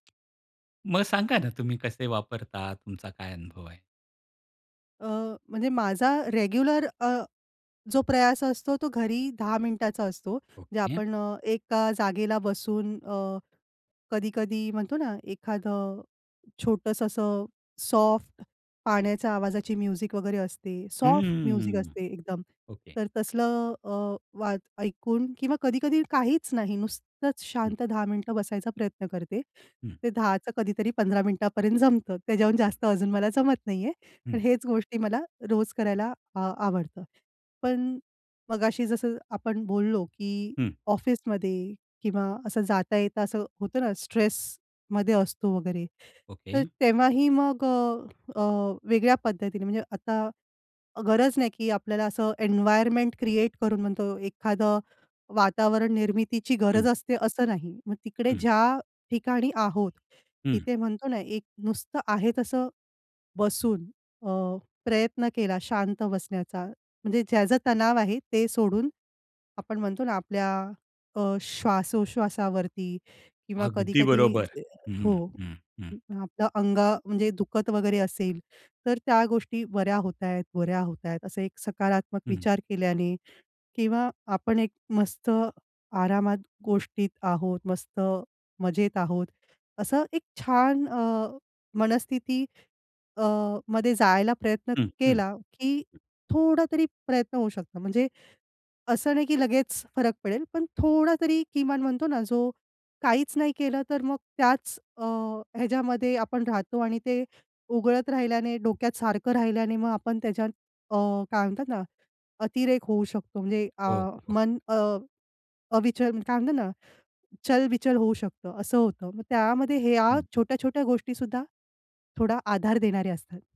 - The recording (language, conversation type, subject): Marathi, podcast, ध्यानासाठी शांत जागा उपलब्ध नसेल तर तुम्ही काय करता?
- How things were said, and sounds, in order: tapping; in English: "रेग्युलर"; in English: "म्युझिक"; in English: "सॉफ्ट म्युझिक"; other background noise; other noise; in English: "एन्वायरमेंट क्रिएट"